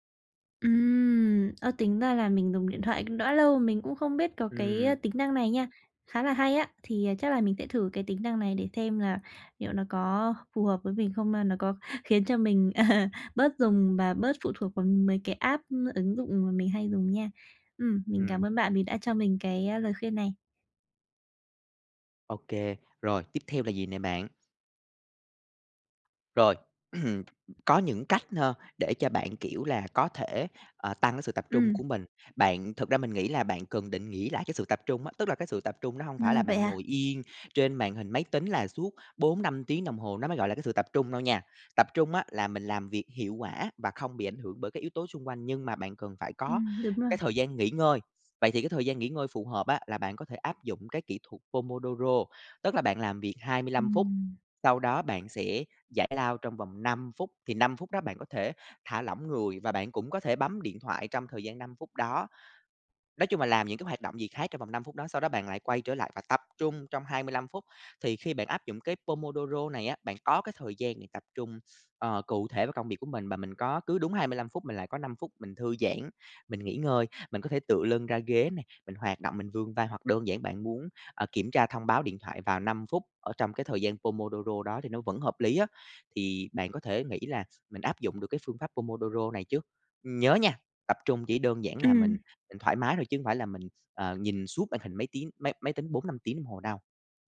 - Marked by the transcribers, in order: tapping; laughing while speaking: "ờ"; in English: "app"; throat clearing; other background noise
- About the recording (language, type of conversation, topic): Vietnamese, advice, Làm thế nào để duy trì sự tập trung lâu hơn khi học hoặc làm việc?